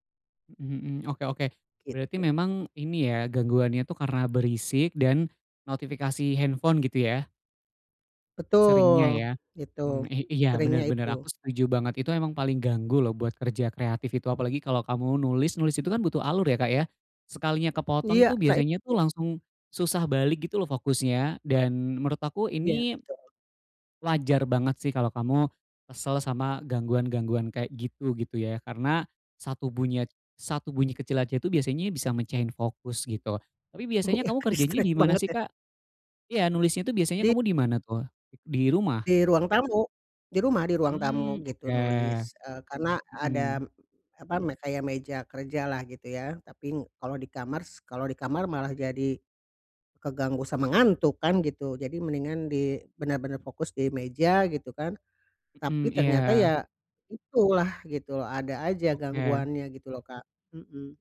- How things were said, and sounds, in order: tapping; other background noise; "bunyi-" said as "bunyet"; laughing while speaking: "Iya. Distract banget, ya?"; in English: "Distract"
- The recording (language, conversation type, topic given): Indonesian, advice, Bagaimana cara mengurangi gangguan saat saya sedang fokus bekerja?